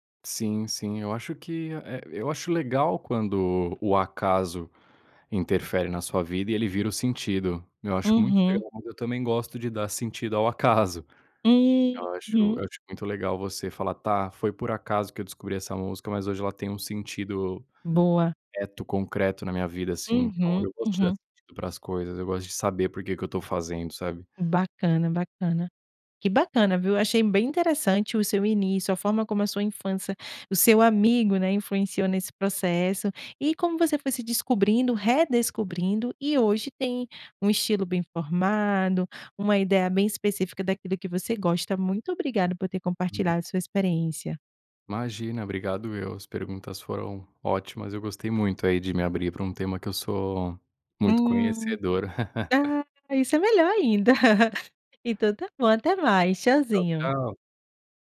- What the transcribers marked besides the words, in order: other noise; laugh; chuckle
- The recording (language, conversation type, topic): Portuguese, podcast, Que banda ou estilo musical marcou a sua infância?